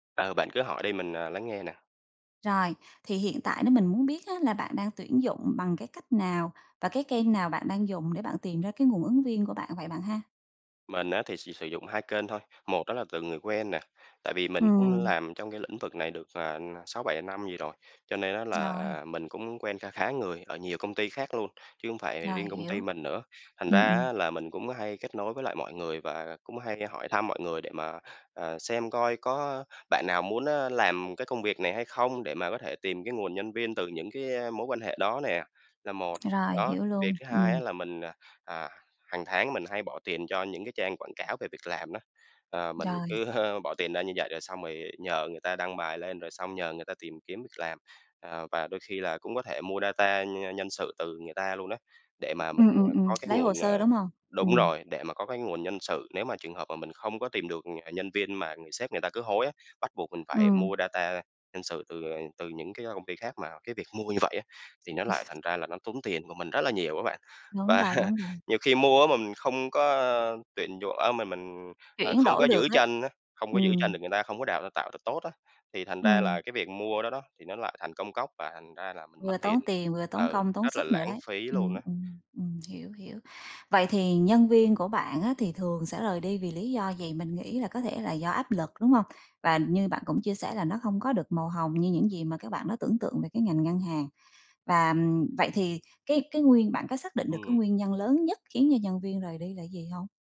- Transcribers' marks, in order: tapping; laughing while speaking: "ơ"; in English: "data"; other background noise; tsk; in English: "data"; laughing while speaking: "mua như vậy"; sniff; laughing while speaking: "Và"
- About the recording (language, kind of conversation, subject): Vietnamese, advice, Làm thế nào để cải thiện việc tuyển dụng và giữ chân nhân viên phù hợp?